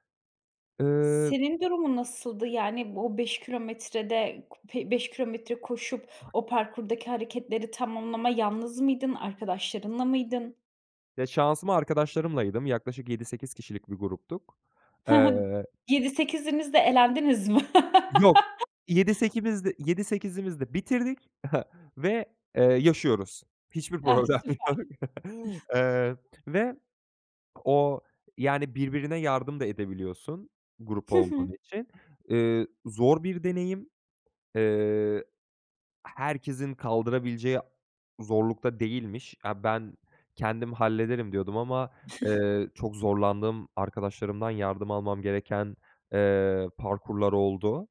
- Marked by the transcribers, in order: other background noise; laugh; chuckle; laughing while speaking: "problem yok"; chuckle; chuckle
- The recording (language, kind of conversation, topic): Turkish, podcast, Yeni bir hobiye nasıl başlarsınız?